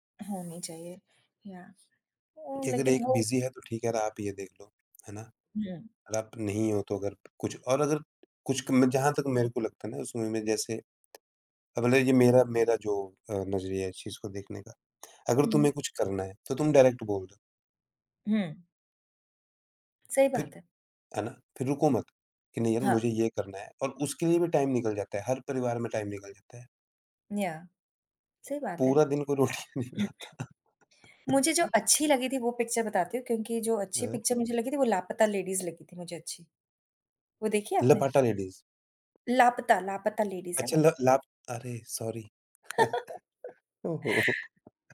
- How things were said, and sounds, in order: in English: "बिज़ी"; tapping; in English: "डायरेक्ट"; in English: "टाइम"; in English: "टाइम"; throat clearing; laughing while speaking: "रोटी नहीं खाता"; laugh; other background noise; in English: "सॉरी"; laugh; laughing while speaking: "ओह! हो हो"
- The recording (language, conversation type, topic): Hindi, unstructured, आपने आखिरी बार कौन-सी फ़िल्म देखकर खुशी महसूस की थी?
- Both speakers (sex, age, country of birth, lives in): female, 50-54, India, United States; male, 35-39, India, India